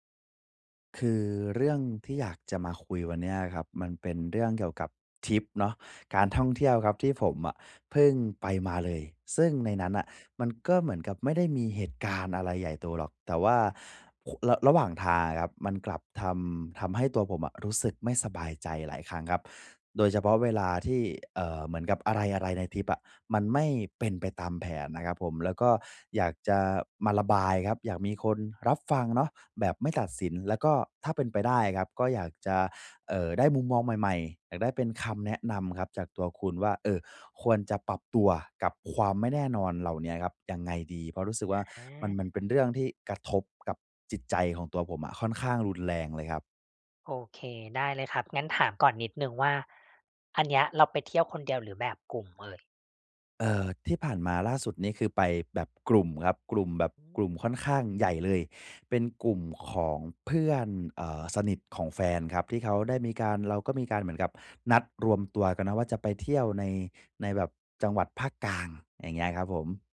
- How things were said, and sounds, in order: none
- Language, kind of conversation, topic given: Thai, advice, จะปรับตัวอย่างไรเมื่อทริปมีความไม่แน่นอน?